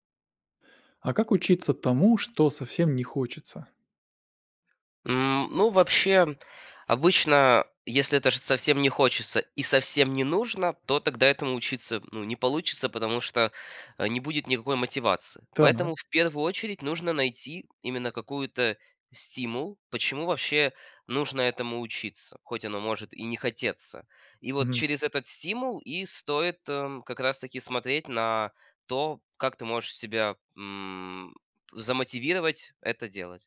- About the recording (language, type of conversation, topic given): Russian, podcast, Как научиться учиться тому, что совсем не хочется?
- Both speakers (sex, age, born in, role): male, 18-19, Ukraine, guest; male, 45-49, Russia, host
- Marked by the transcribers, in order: tapping